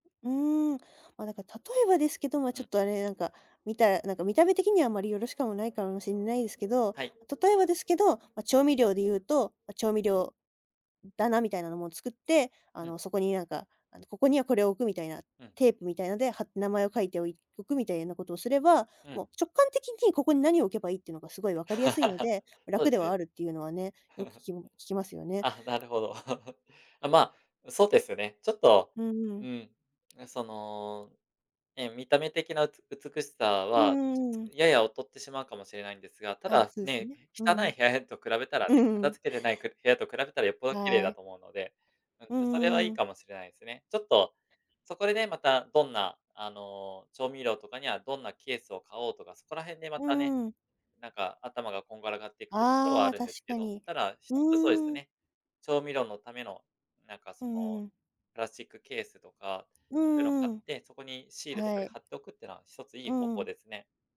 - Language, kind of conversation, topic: Japanese, advice, 家事や片付けを習慣化して、部屋を整えるにはどうすればよいですか？
- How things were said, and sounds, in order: "よろしく" said as "よろしかも"; laugh; laughing while speaking: "あ、なるほど"